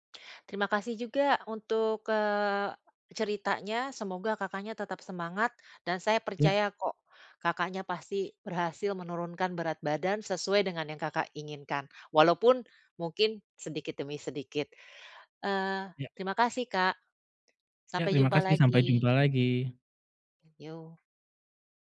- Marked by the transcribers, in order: other background noise
- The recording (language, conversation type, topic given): Indonesian, advice, Bagaimana saya dapat menggunakan pencapaian untuk tetap termotivasi?